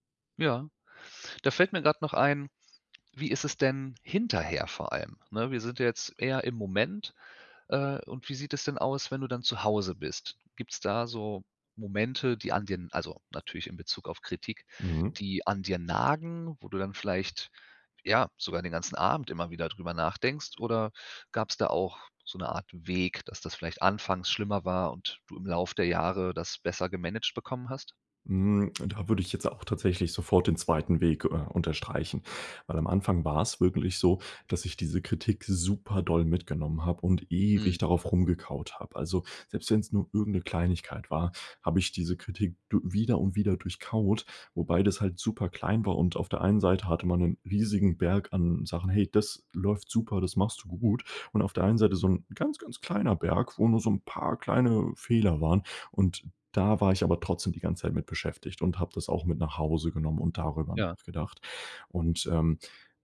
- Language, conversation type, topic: German, podcast, Wie gehst du mit Kritik an deiner Arbeit um?
- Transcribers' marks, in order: stressed: "ewig"